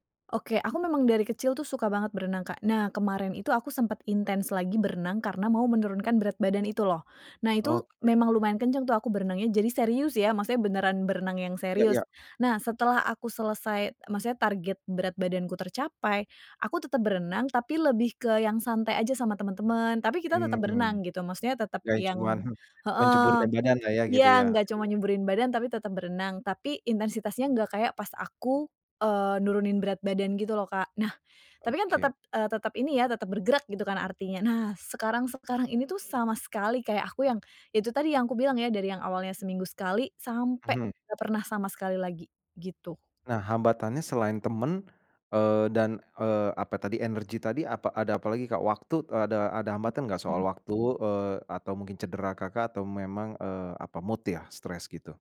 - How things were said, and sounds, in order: chuckle; tapping; in English: "mood"
- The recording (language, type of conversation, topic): Indonesian, advice, Mengapa saya kehilangan motivasi untuk berolahraga meskipun sudah tahu manfaatnya?